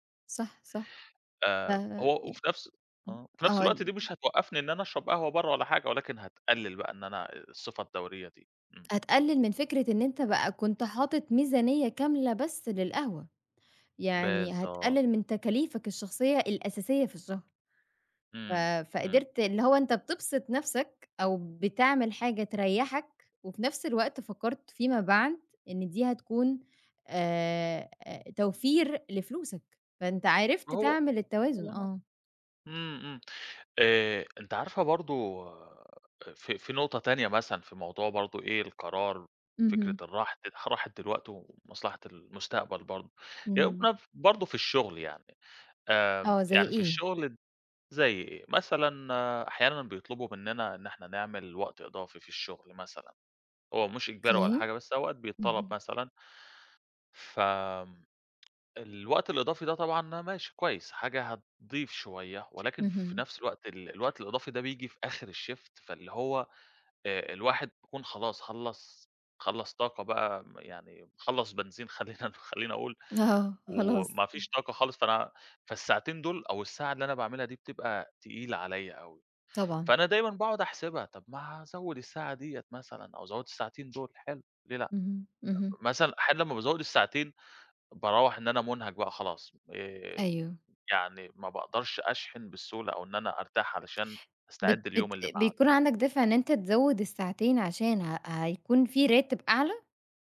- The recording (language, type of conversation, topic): Arabic, podcast, إزاي بتقرر بين راحة دلوقتي ومصلحة المستقبل؟
- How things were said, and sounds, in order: in English: "الshift"; laughing while speaking: "خلّينا"; laughing while speaking: "آه، خلاص"